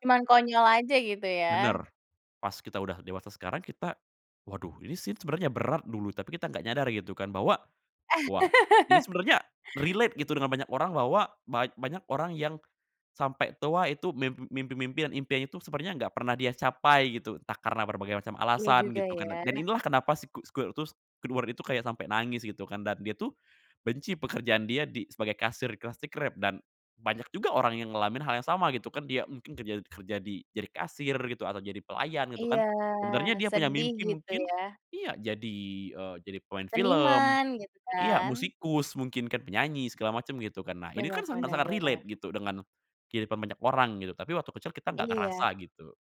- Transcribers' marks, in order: in English: "scene"; laugh; in English: "relate"; "ngalamin" said as "ngelamin"; drawn out: "Iya"; in English: "relate"
- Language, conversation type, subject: Indonesian, podcast, Kenapa karakter fiksi bisa terasa seperti orang nyata bagi banyak orang?